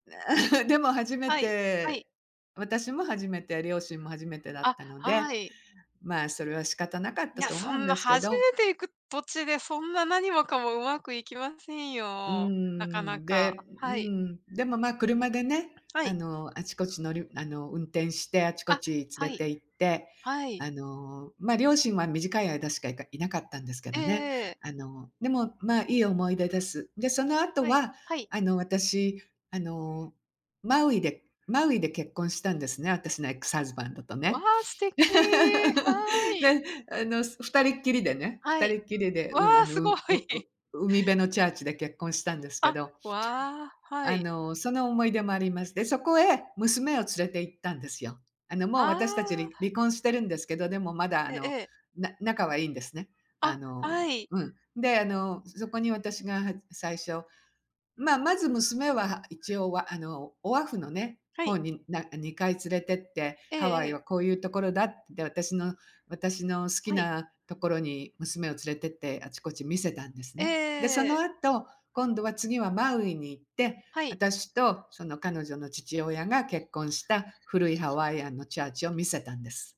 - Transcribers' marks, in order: chuckle; other background noise; in English: "エックスハズバンド"; laugh; laughing while speaking: "すごい"
- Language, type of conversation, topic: Japanese, unstructured, 懐かしい場所を訪れたとき、どんな気持ちになりますか？